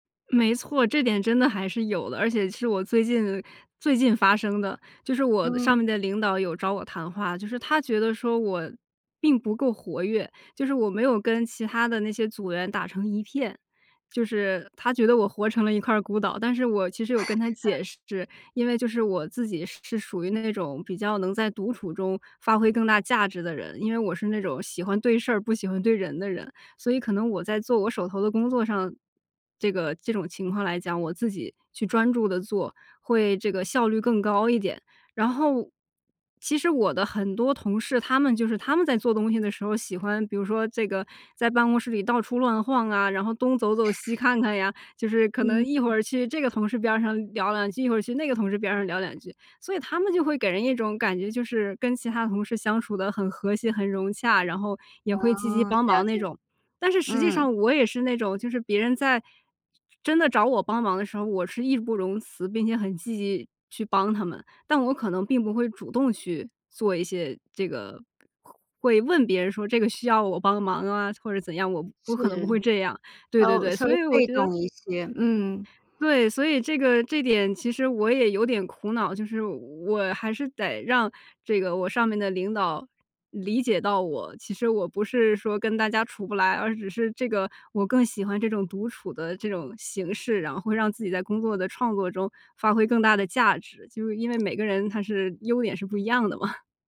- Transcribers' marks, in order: chuckle; inhale; other background noise; chuckle
- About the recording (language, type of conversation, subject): Chinese, podcast, 你觉得独处对创作重要吗？